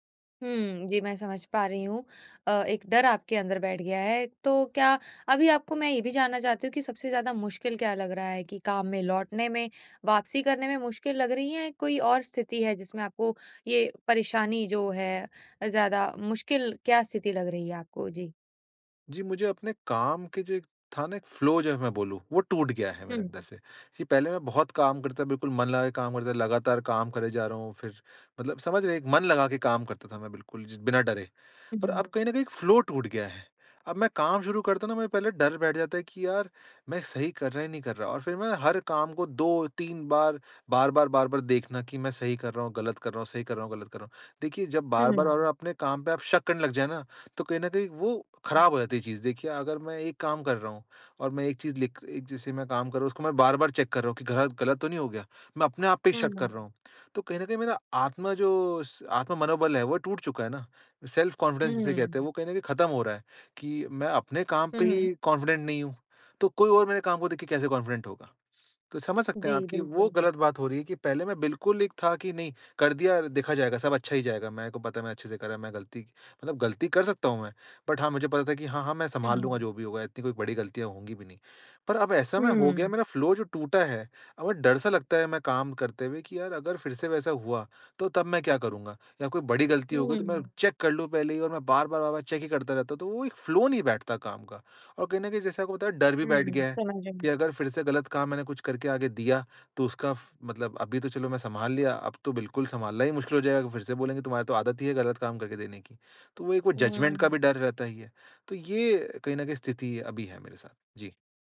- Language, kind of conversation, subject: Hindi, advice, गलती के बाद बिना टूटे फिर से संतुलन कैसे बनाऊँ?
- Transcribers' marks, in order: in English: "फ्लो"; in English: "फ्लो"; in English: "चेक"; in English: "सेल्फ़-कॉन्फिडेंस"; in English: "कॉन्फिडेंट"; in English: "कॉन्फिडेंट"; in English: "बट"; in English: "फ्लो"; in English: "चेक"; in English: "फ्लो"; in English: "जजमेंट"